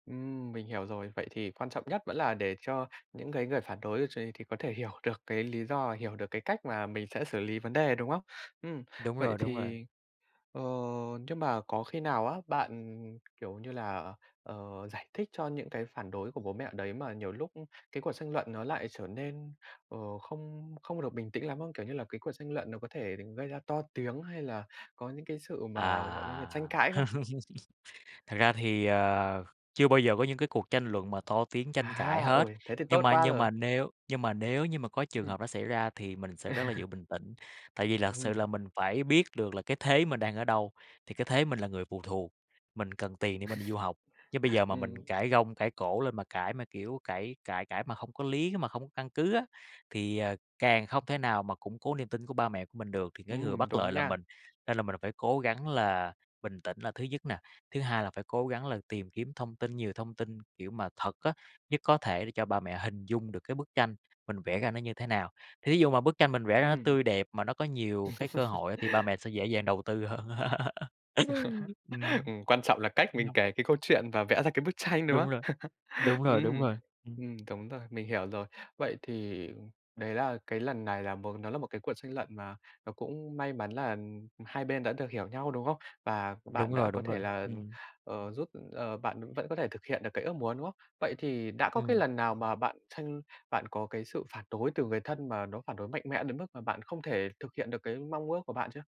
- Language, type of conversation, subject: Vietnamese, podcast, Bạn đã vượt qua sự phản đối từ người thân như thế nào khi quyết định thay đổi?
- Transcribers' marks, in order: tapping; drawn out: "À"; laugh; laugh; laugh; laugh; laugh; laugh